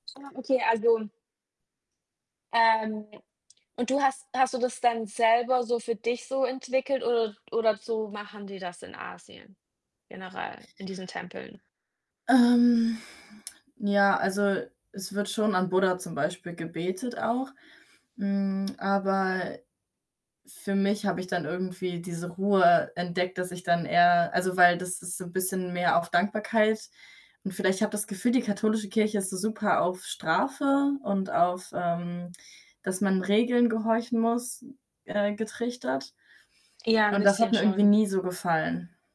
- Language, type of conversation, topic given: German, unstructured, Wie beeinflusst Religion den Alltag von Menschen auf der ganzen Welt?
- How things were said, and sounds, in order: unintelligible speech; tapping; exhale; other background noise; static